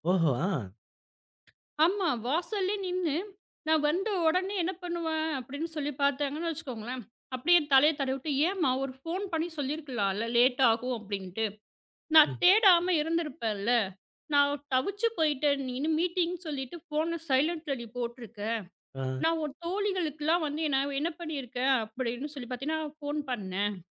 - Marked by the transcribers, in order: other noise; in English: "ஃபோன்"; in English: "லேட்டாகும்"; in English: "மீட்டிங்"; in English: "ஃபோன் சைலன்ட்ல"; in English: "ஃபோன்"
- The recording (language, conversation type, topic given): Tamil, podcast, குடும்பத்தினர் அன்பையும் கவனத்தையும் எவ்வாறு வெளிப்படுத்துகிறார்கள்?